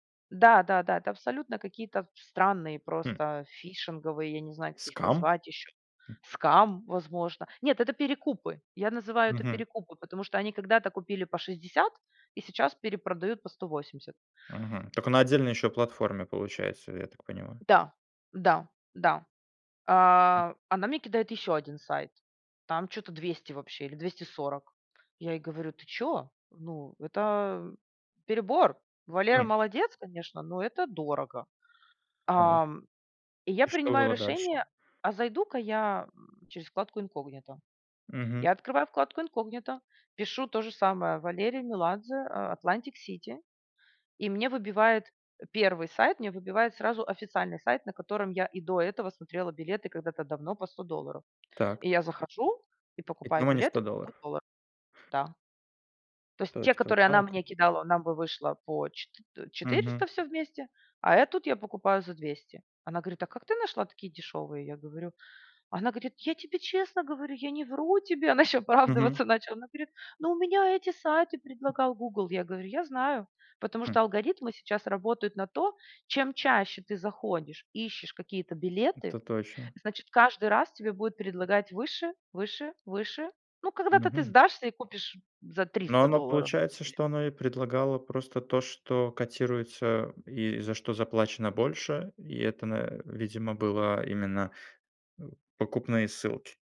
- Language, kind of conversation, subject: Russian, podcast, Что тебя больше всего раздражает в соцсетях?
- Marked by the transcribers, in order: in English: "Scam?"; in English: "scam"; put-on voice: "Я тебе честно говорю, я не вру тебе"; put-on voice: "Ну, у меня эти сайты предлагал Гугл"